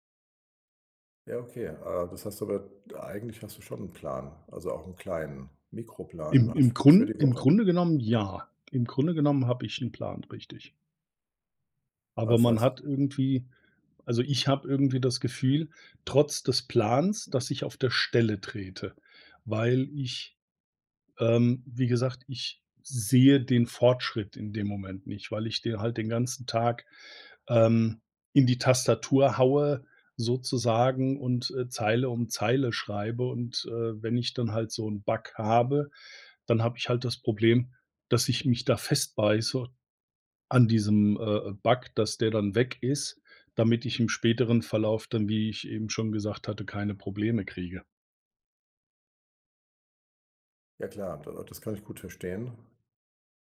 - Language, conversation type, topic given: German, advice, Wie kann ich Fortschritte bei gesunden Gewohnheiten besser erkennen?
- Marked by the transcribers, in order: none